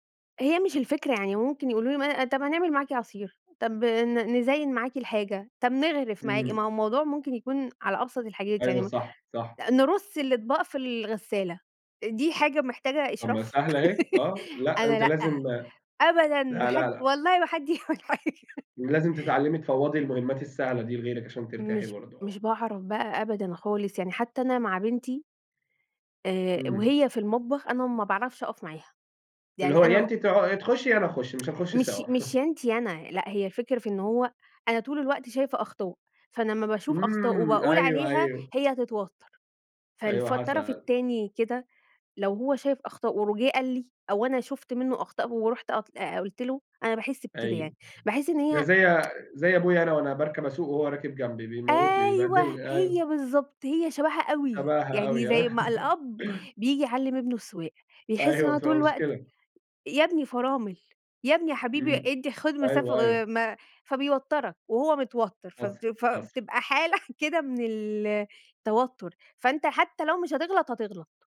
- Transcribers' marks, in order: tapping; laugh; laughing while speaking: "يعمل حاجة"; tsk; chuckle; laugh; laughing while speaking: "حالة"
- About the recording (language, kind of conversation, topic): Arabic, podcast, إيه طقوسكم قبل ما تبدأوا تاكلوا سوا؟